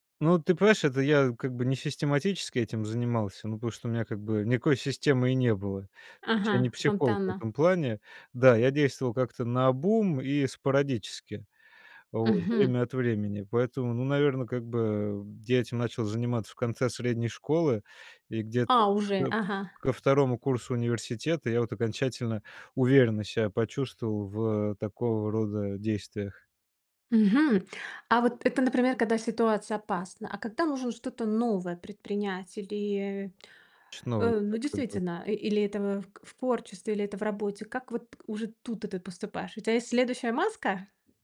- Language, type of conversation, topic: Russian, podcast, Что вы делаете, чтобы отключить внутреннего критика?
- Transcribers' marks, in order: none